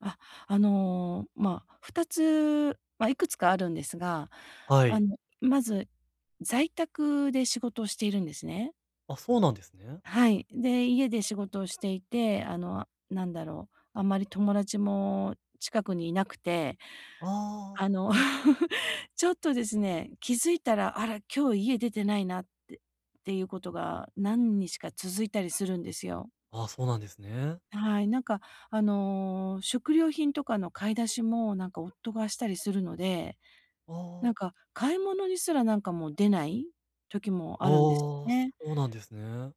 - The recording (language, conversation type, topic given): Japanese, advice, 限られた時間で、どうすれば周りの人や社会に役立つ形で貢献できますか？
- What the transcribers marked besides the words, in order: laugh